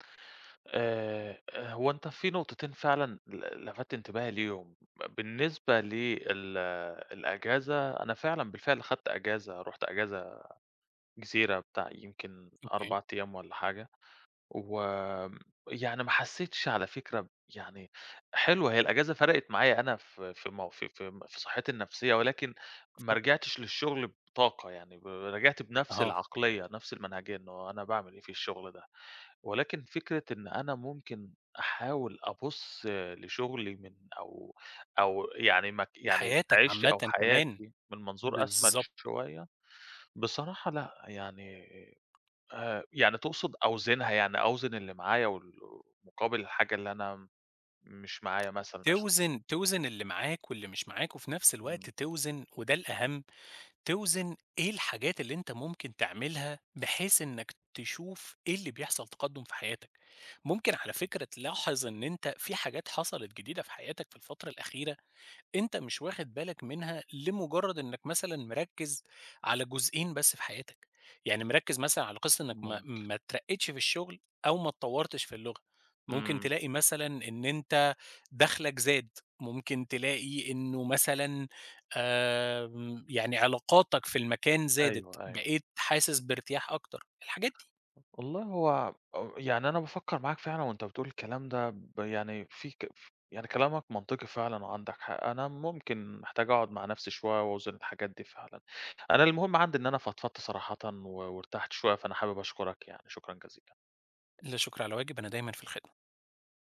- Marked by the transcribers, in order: tapping; "أشمل" said as "أسمل"; other background noise
- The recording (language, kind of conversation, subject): Arabic, advice, إزاي أتعامل مع الأفكار السلبية اللي بتتكرر وبتخلّيني أقلّل من قيمتي؟